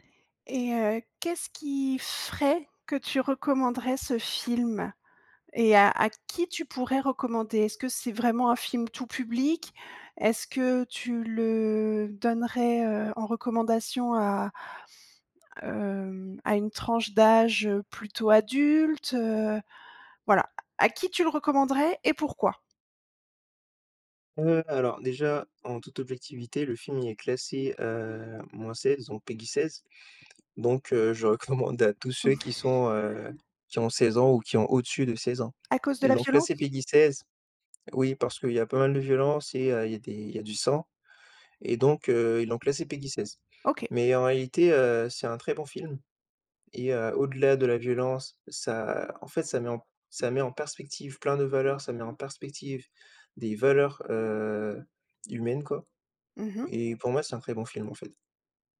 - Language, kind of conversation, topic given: French, podcast, Peux-tu me parler d’un film qui t’a marqué récemment ?
- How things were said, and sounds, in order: stressed: "ferait"; chuckle